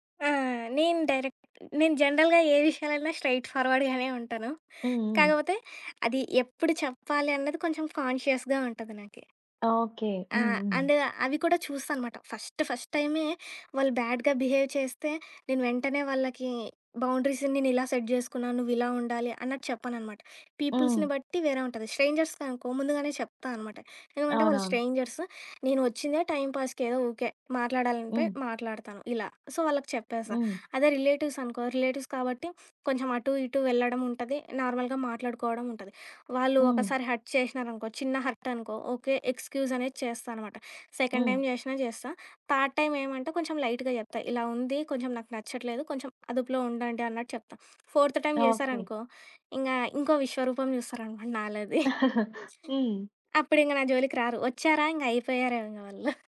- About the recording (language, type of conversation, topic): Telugu, podcast, ఎవరితోనైనా సంబంధంలో ఆరోగ్యకరమైన పరిమితులు ఎలా నిర్ణయించి పాటిస్తారు?
- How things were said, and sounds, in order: in English: "డైరెక్ట్"; in English: "జనరల్‌గా"; in English: "స్ట్రెయిట్ ఫార్వర్డ్‌గానే"; in English: "కాన్షియస్‌గా"; other background noise; in English: "ఫస్ట్"; in English: "బ్యాడ్‌గా బిహేవ్"; in English: "బౌండరీస్"; in English: "సెట్"; in English: "పీపుల్స్‌ని"; in English: "స్ట్రేంజర్స్"; in English: "స్ట్రేంజర్స్"; in English: "టైమ్ పాస్‌కి"; in English: "సో"; in English: "రిలేటివ్స్"; in English: "రిలేటివ్స్"; in English: "నార్మల్‌గా"; in English: "హర్ట్"; in English: "హర్ట్"; in English: "ఎక్స్‌క్యూజ్"; in English: "సెకండ్ టైమ్"; in English: "థర్డ్ టైమ్"; in English: "లైట్‌గా"; in English: "ఫోర్త్ టైమ్"; giggle; giggle